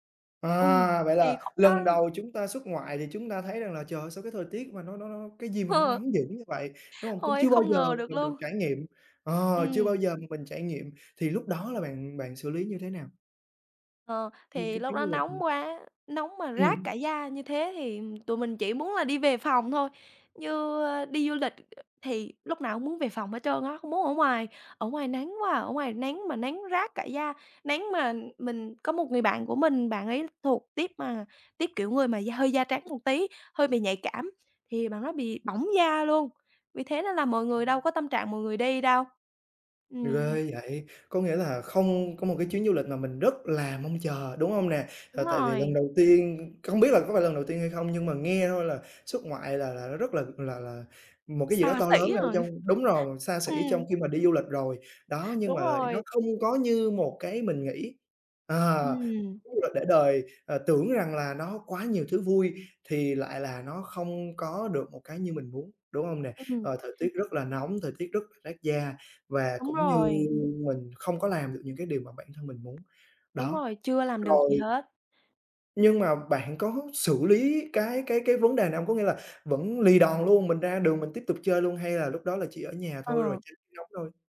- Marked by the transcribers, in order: other noise; tapping; other background noise; chuckle
- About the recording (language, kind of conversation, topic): Vietnamese, podcast, Bạn đã từng có chuyến du lịch để đời chưa? Kể xem?